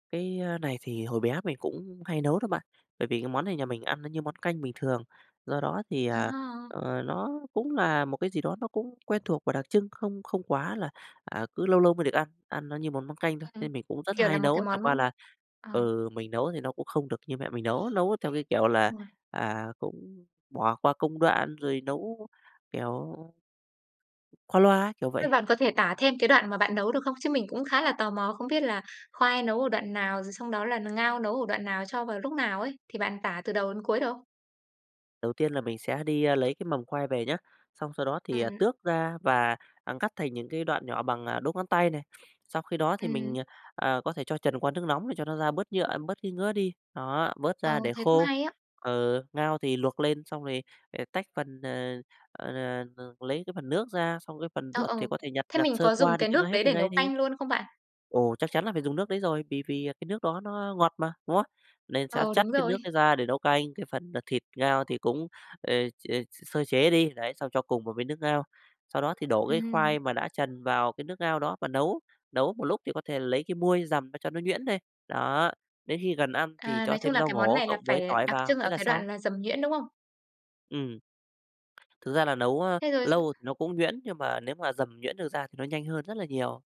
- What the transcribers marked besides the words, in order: tapping; unintelligible speech; other background noise
- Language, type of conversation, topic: Vietnamese, podcast, Món ăn gia truyền nào gắn liền với ký ức của bạn?